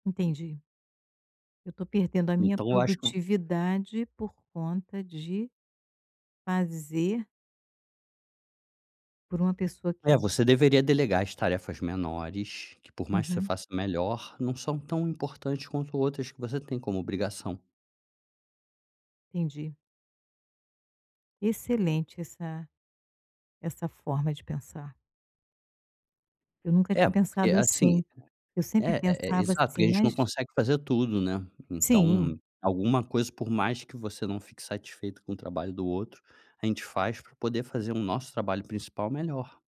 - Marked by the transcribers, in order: other background noise
- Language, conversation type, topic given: Portuguese, advice, Como você descreveria sua dificuldade em delegar tarefas e pedir ajuda?